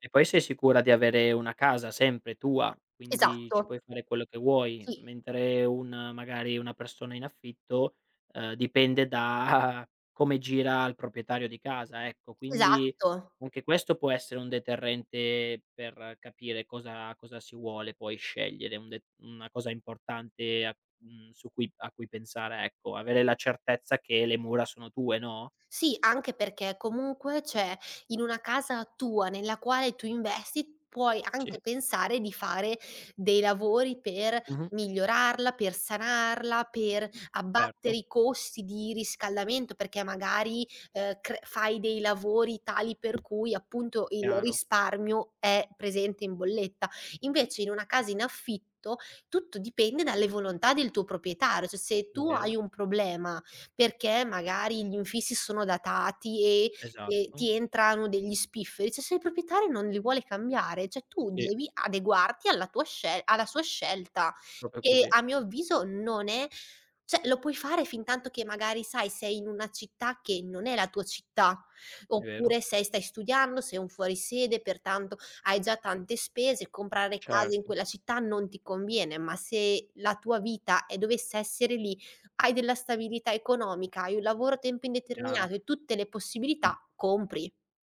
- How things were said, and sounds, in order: tapping; laughing while speaking: "da"; "proprietario" said as "propietario"; "Cioè" said as "ceh"; "cioè" said as "ce"; "cioè" said as "ceh"; "cioè" said as "ceh"; "Proprio" said as "propio"
- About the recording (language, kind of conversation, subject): Italian, podcast, Come scegliere tra comprare o affittare casa?